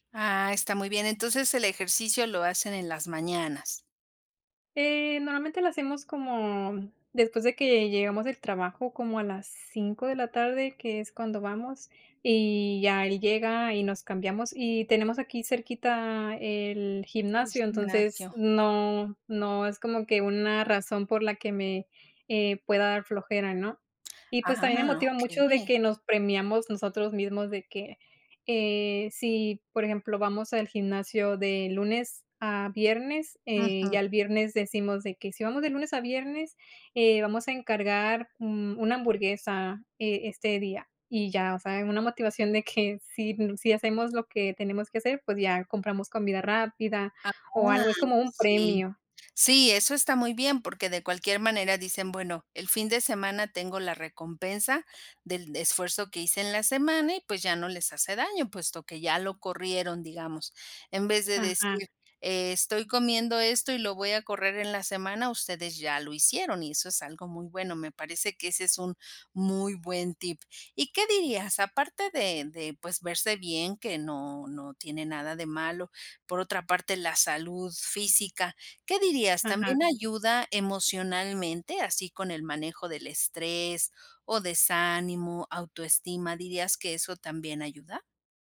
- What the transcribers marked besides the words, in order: laughing while speaking: "de que"
- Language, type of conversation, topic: Spanish, podcast, ¿Cómo te motivas para hacer ejercicio cuando no te dan ganas?